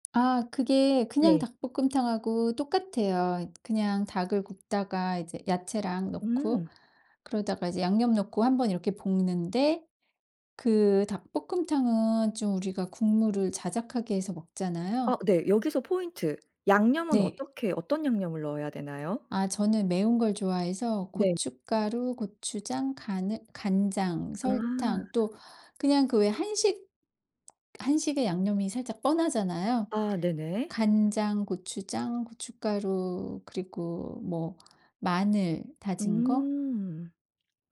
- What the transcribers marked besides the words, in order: tapping
- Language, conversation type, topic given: Korean, podcast, 간단하게 자주 해 먹는 집밥 메뉴는 무엇인가요?